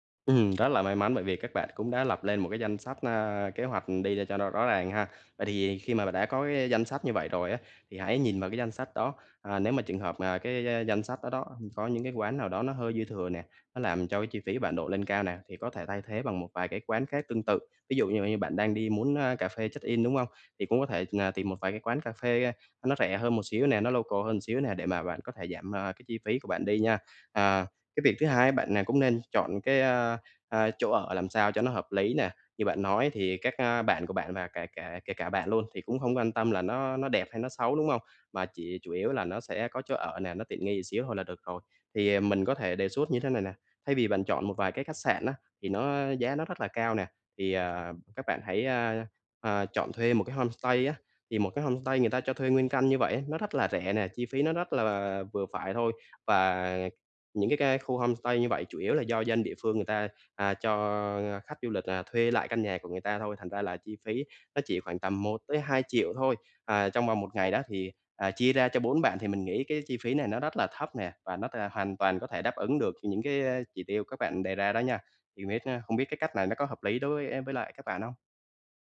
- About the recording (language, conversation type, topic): Vietnamese, advice, Làm sao quản lý ngân sách và thời gian khi du lịch?
- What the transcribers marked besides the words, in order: tapping; in English: "check-in"; in English: "local"; in English: "homestay"; in English: "homestay"; other background noise; in English: "homestay"